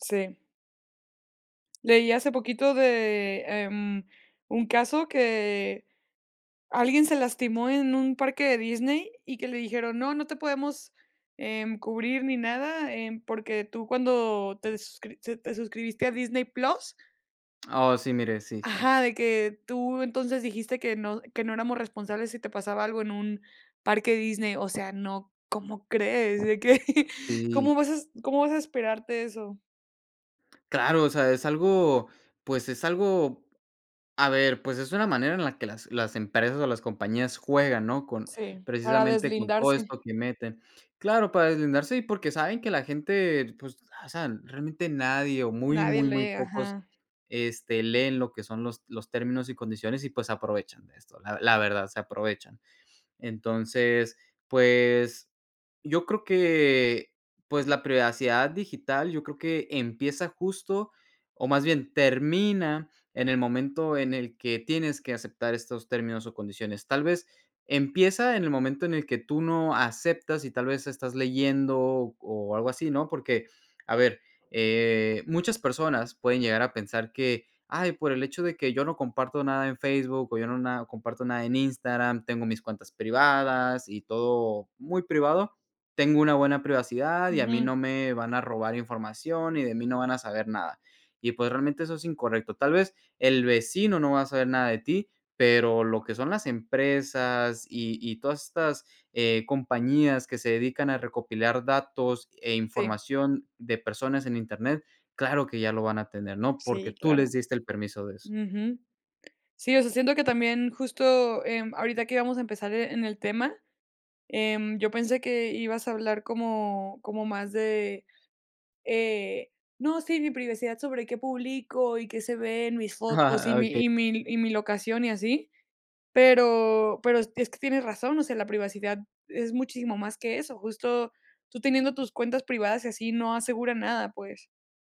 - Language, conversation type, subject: Spanish, podcast, ¿Qué miedos o ilusiones tienes sobre la privacidad digital?
- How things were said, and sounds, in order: tapping; chuckle; chuckle